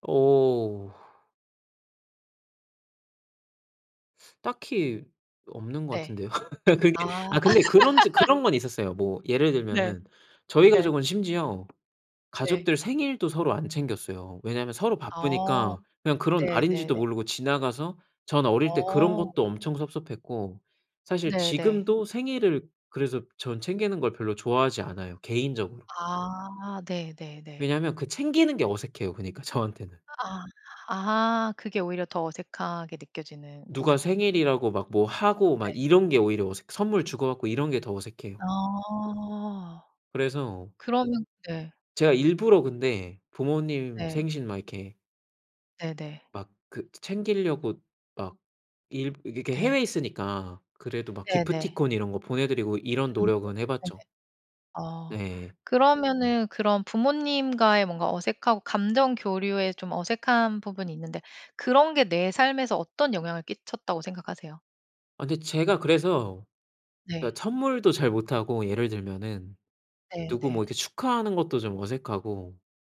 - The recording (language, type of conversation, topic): Korean, podcast, 가족 관계에서 깨달은 중요한 사실이 있나요?
- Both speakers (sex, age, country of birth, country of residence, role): female, 40-44, South Korea, United States, host; male, 30-34, South Korea, Hungary, guest
- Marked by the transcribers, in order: teeth sucking; laugh; laughing while speaking: "그게"; laugh; tapping; unintelligible speech